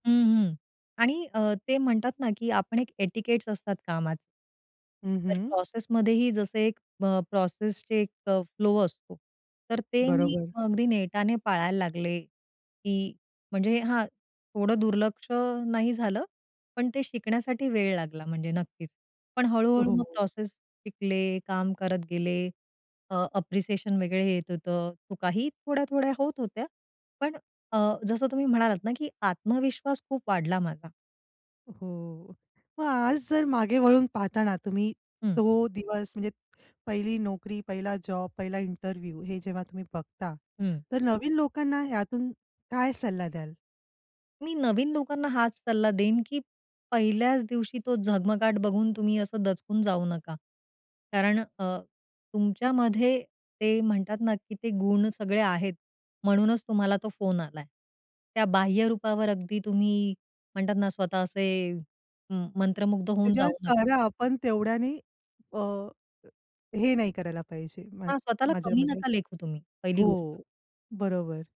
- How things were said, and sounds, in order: in English: "एटिकेट्स"; in English: "अप्रिसिएशन"; in English: "इंटरव्ह्यू"
- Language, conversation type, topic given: Marathi, podcast, पहिली नोकरी तुम्हाला कशी मिळाली आणि त्याचा अनुभव कसा होता?